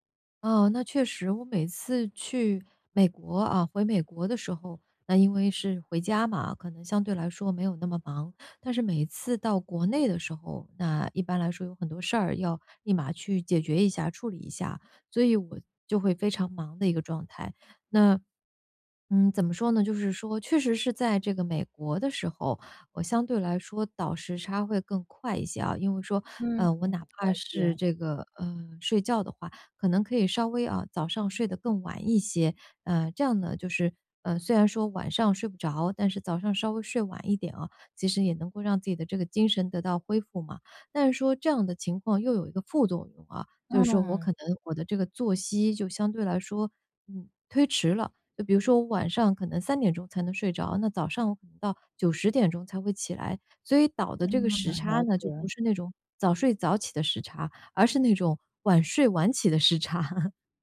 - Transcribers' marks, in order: laugh
- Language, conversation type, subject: Chinese, advice, 旅行时我常感到压力和焦虑，怎么放松？